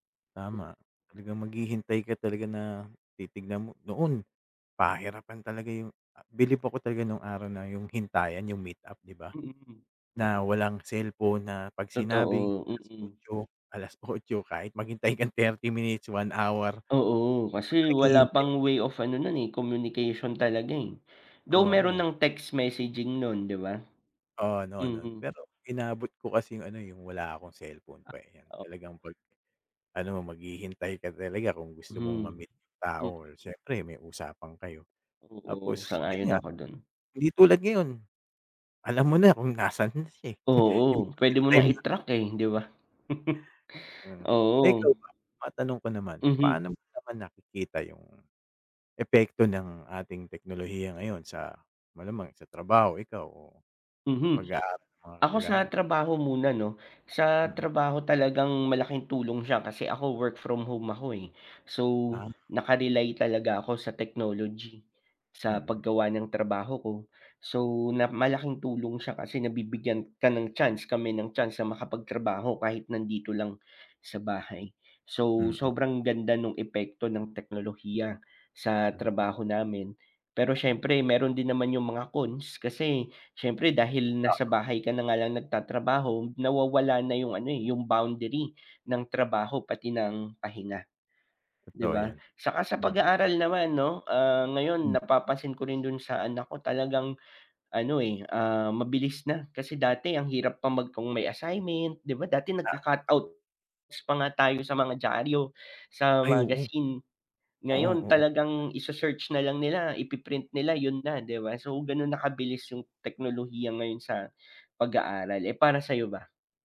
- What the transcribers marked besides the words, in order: laugh; chuckle
- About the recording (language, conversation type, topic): Filipino, unstructured, Paano mo gagamitin ang teknolohiya para mapadali ang buhay mo?